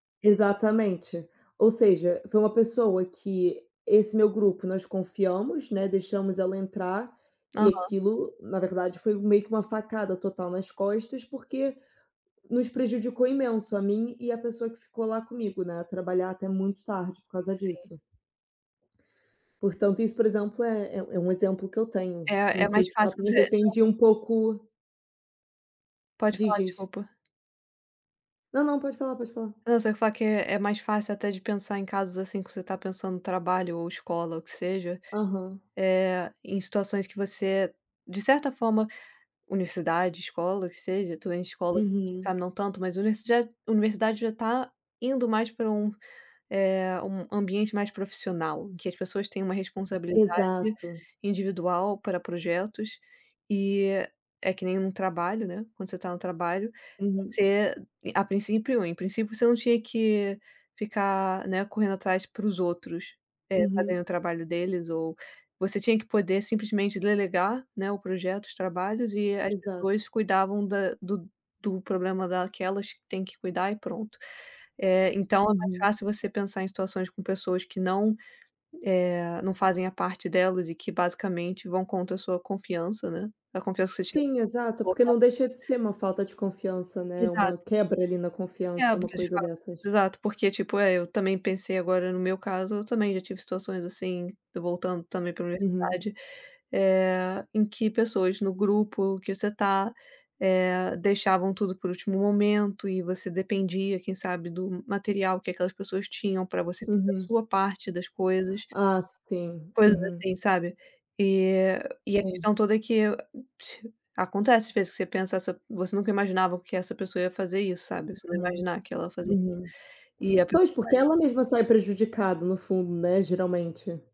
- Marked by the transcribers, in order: tapping; other background noise
- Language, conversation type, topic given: Portuguese, unstructured, O que faz alguém ser uma pessoa confiável?